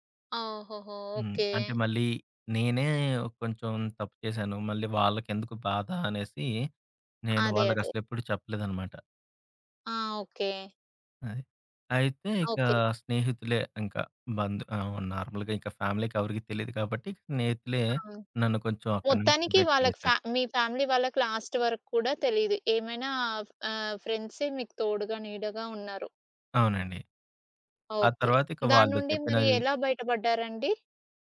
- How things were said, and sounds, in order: in English: "నార్మల్‌గా"; in English: "ఫ్యామిలీకి"; in English: "ఫ్యామిలీ"; in English: "లాస్ట్"
- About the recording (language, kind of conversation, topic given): Telugu, podcast, నిరాశను ఆశగా ఎలా మార్చుకోవచ్చు?